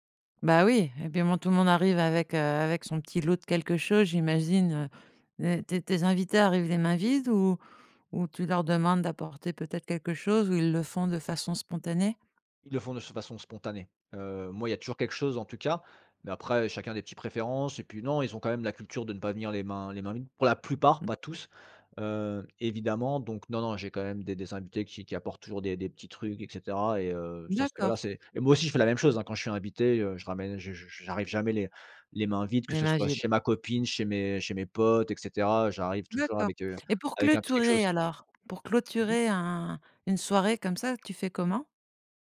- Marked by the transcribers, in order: tapping
- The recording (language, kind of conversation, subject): French, podcast, Quelle est ta routine quand tu reçois des invités ?